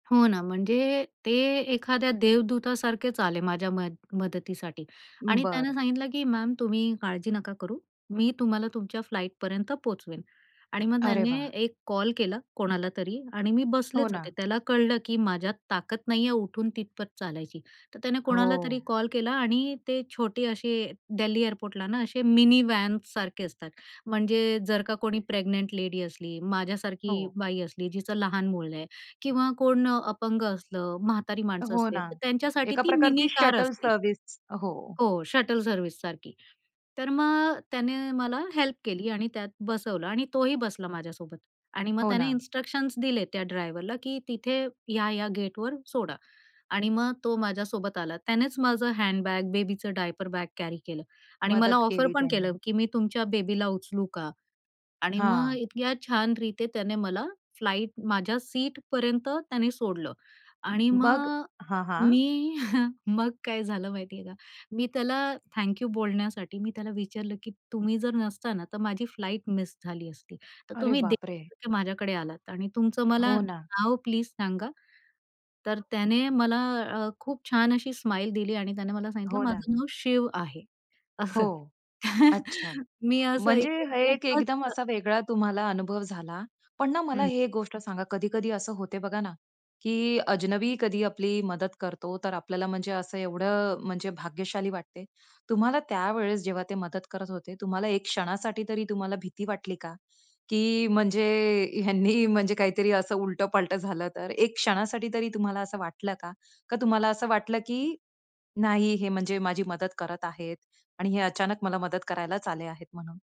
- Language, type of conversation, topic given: Marathi, podcast, एका अनोळखी व्यक्तीकडून तुम्हाला मिळालेली छोटीशी मदत कोणती होती?
- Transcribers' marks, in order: in English: "मिनीव्हॅनसारखे"; in English: "प्रेग्नंट लेडी"; in English: "मिनीकार"; in English: "शटल सर्व्हिस"; in English: "शटल सर्व्हिससारखी"; in English: "हेल्प"; in English: "इन्स्ट्रक्शन्स"; in English: "हँडबॅग, बेबीचं डायपर बॅग कॅरी"; in English: "ऑफर"; chuckle; laughing while speaking: "मग काय झालं माहिती आहे का?"; afraid: "अरे बापरे!"; chuckle